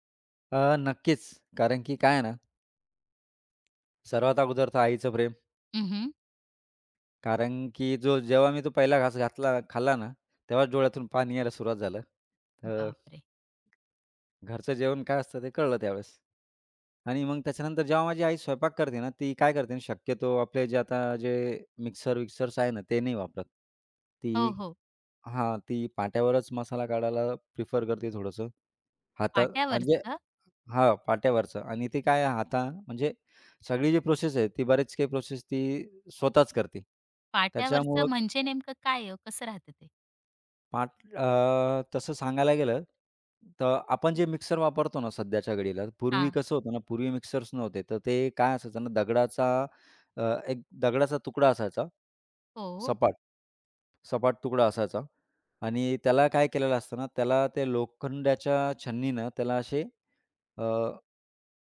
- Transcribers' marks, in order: other background noise; tapping
- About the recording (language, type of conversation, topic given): Marathi, podcast, कठीण दिवसानंतर तुम्हाला कोणता पदार्थ सर्वाधिक दिलासा देतो?